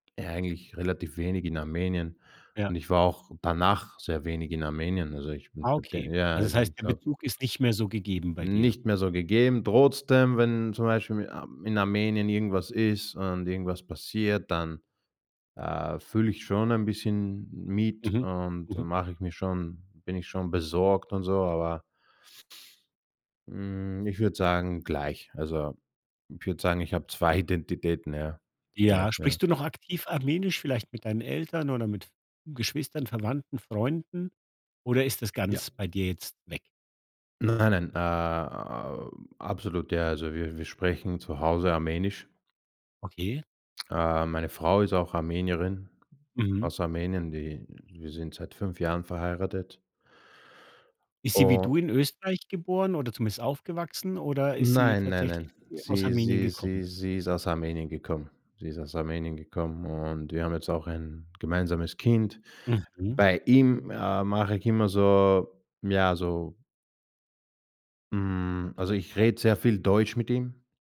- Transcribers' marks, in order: tapping; other background noise; drawn out: "a"
- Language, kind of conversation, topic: German, podcast, Welche Rolle spielen Dialekte in deiner Identität?